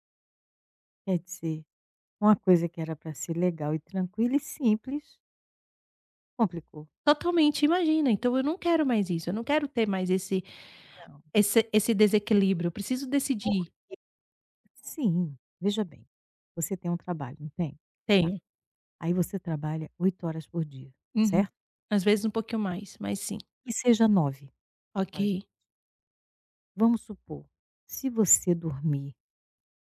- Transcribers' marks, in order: tapping
- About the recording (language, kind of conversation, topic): Portuguese, advice, Como posso decidir entre compromissos pessoais e profissionais importantes?